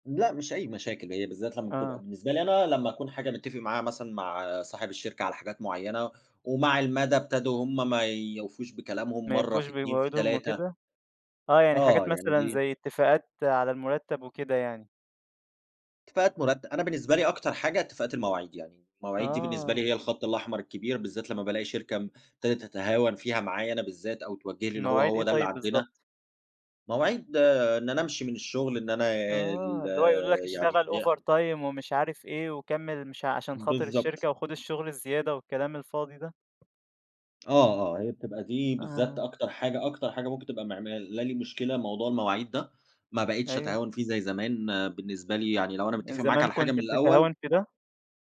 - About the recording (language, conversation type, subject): Arabic, podcast, إيه العلامات اللي بتقولك إن ده وقت إنك توقف الخطة الطويلة وما تكملش فيها؟
- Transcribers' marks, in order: in English: "OverTime"; tapping